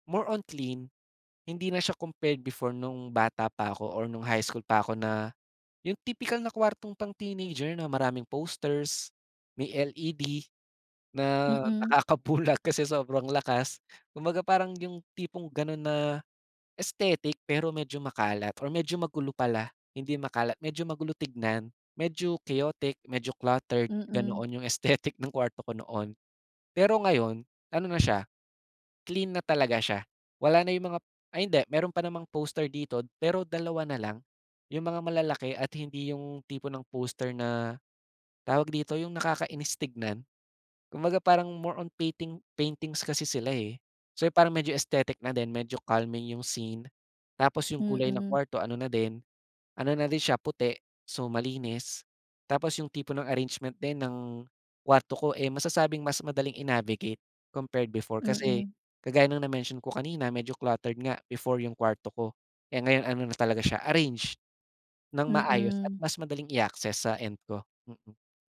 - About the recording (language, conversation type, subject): Filipino, podcast, Saan sa bahay mo pinakakomportable, at bakit?
- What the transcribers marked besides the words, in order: tapping; laughing while speaking: "nakakabulag"; other background noise; laughing while speaking: "aesthetic"